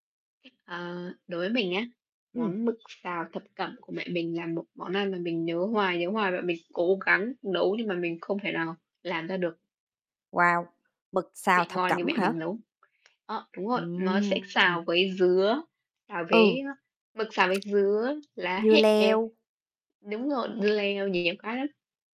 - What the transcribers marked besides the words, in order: other background noise; tapping; distorted speech; tongue click
- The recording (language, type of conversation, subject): Vietnamese, unstructured, Bạn có kỷ niệm đặc biệt nào gắn liền với một món ăn không?